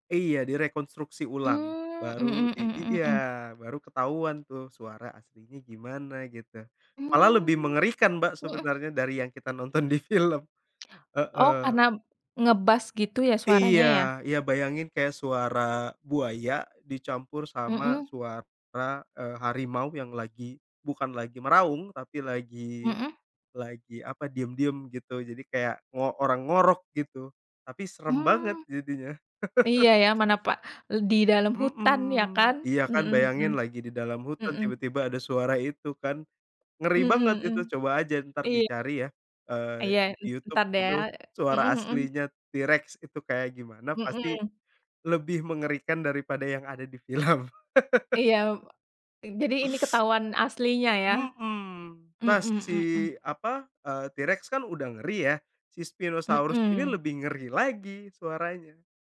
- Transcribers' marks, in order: tapping; laugh; other background noise; laughing while speaking: "film"; laugh
- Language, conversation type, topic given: Indonesian, unstructured, Apa hal paling mengejutkan tentang dinosaurus yang kamu ketahui?
- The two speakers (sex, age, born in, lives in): female, 30-34, Indonesia, Indonesia; male, 30-34, Indonesia, Indonesia